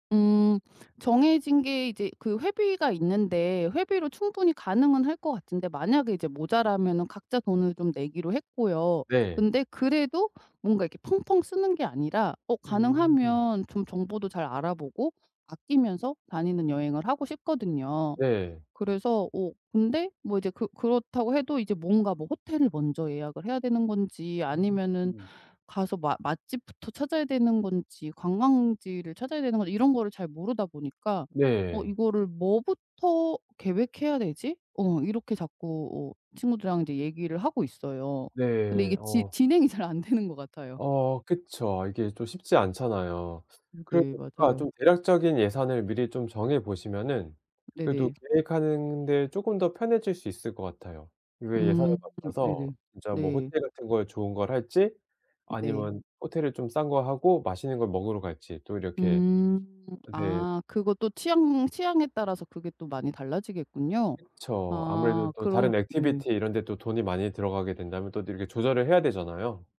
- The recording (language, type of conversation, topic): Korean, advice, 예산을 아끼면서 재미있는 여행을 어떻게 계획하면 좋을까요?
- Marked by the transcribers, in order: tapping; laughing while speaking: "잘 안 되는"; other background noise